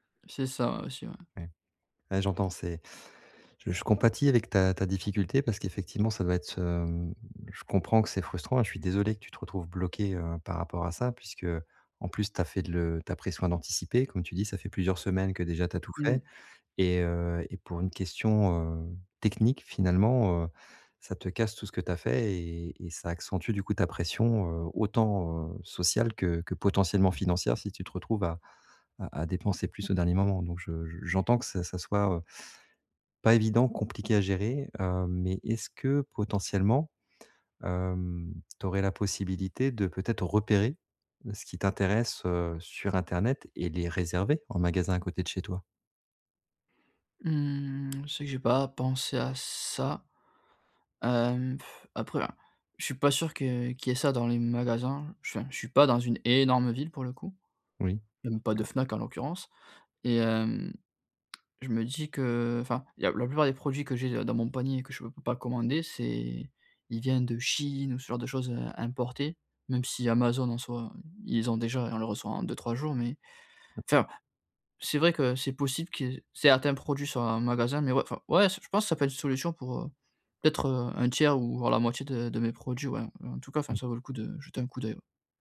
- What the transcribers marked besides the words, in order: inhale; drawn out: "hem"; stressed: "technique"; stressed: "pas évident"; drawn out: "hem"; stressed: "repérer"; stressed: "réserver"; drawn out: "Mmh"; scoff; stressed: "énorme"; other background noise
- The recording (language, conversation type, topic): French, advice, Comment gérer la pression financière pendant les fêtes ?